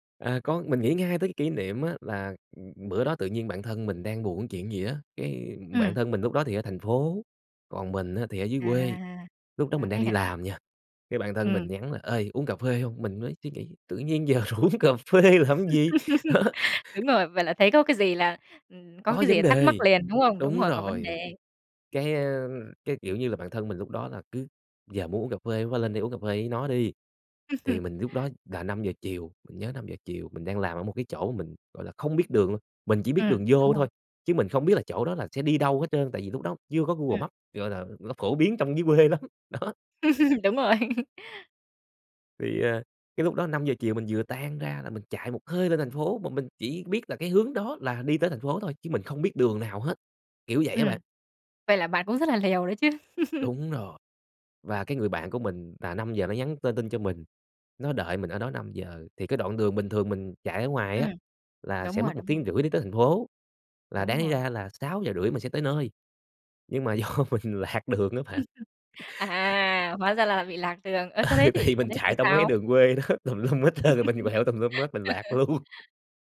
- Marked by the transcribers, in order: laughing while speaking: "rủ uống cà phê làm gì? Đó"; laugh; tapping; other background noise; laugh; laughing while speaking: "dưới quê lắm, đó"; laugh; laugh; laughing while speaking: "do mình lạc đường á bạn"; laugh; laughing while speaking: "À"; laughing while speaking: "Ừ"; laughing while speaking: "đó, tùm lum hết trơn … mình lạc luôn"; laugh
- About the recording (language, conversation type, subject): Vietnamese, podcast, Theo bạn, thế nào là một người bạn thân?